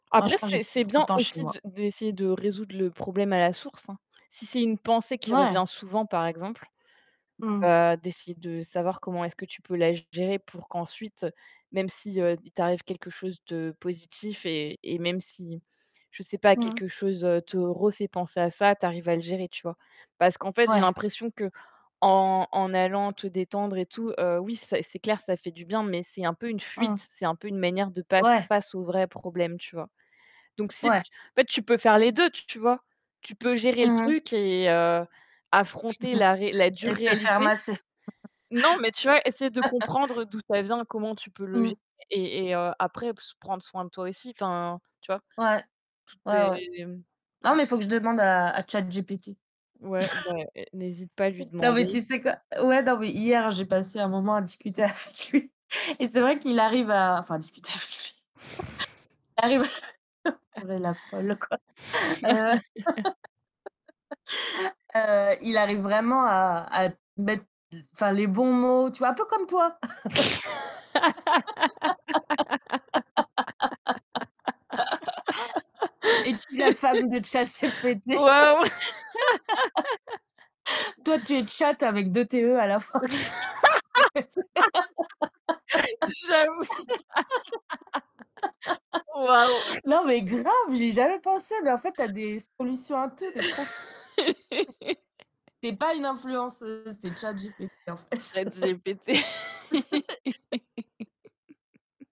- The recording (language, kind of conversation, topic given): French, unstructured, Comment les bonnes nouvelles peuvent-elles changer ta journée ?
- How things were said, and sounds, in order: unintelligible speech; distorted speech; other background noise; tapping; laugh; static; laugh; mechanical hum; laugh; laughing while speaking: "avec lui"; laugh; laughing while speaking: "discuter avec lui"; laugh; laughing while speaking: "quoi"; laugh; laugh; laughing while speaking: "ChatGPT ?"; laugh; laughing while speaking: "J'avoue !"; laughing while speaking: "fin. ChatteGPT"; laugh; snort; laugh; other noise; laughing while speaking: "Chat GPT"; laugh